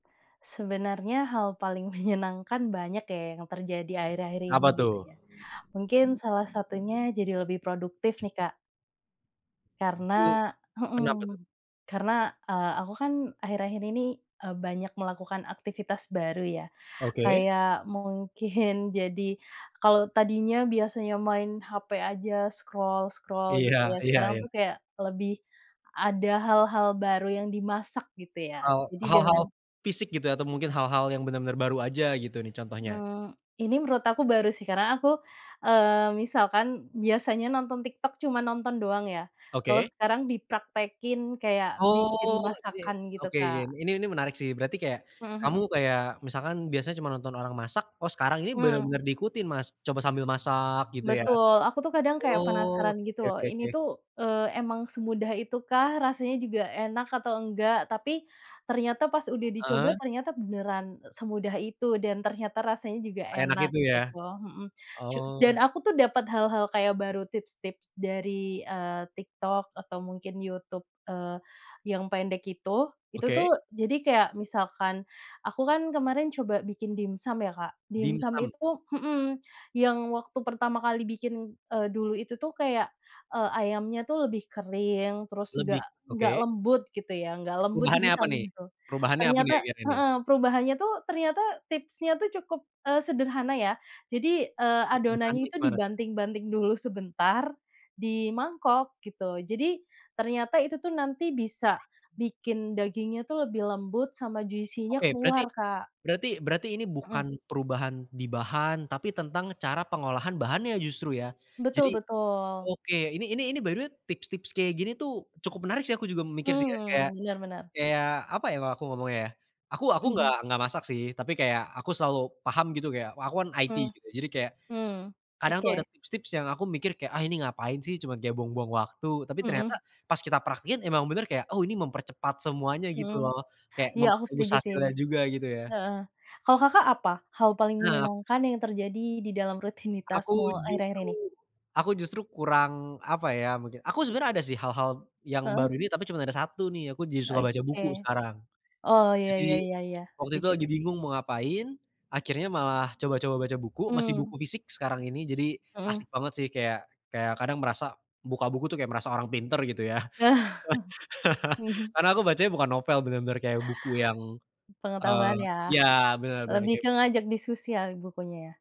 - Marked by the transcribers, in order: laughing while speaking: "menyenangkan"; other background noise; other street noise; tapping; laughing while speaking: "mungkin"; in English: "scroll-scroll"; laughing while speaking: "iya"; in English: "juicy-nya"; in English: "by the way"; chuckle; chuckle; laugh
- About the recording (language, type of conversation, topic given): Indonesian, unstructured, Apa hal paling menyenangkan yang terjadi dalam rutinitasmu akhir-akhir ini?